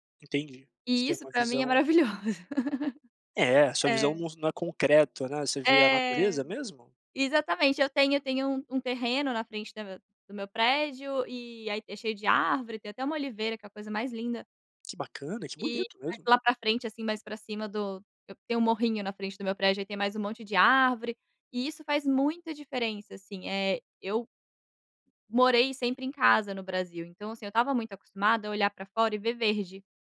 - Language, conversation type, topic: Portuguese, podcast, Como você usa a natureza para recarregar o corpo e a mente?
- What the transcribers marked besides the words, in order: laughing while speaking: "maravilhoso"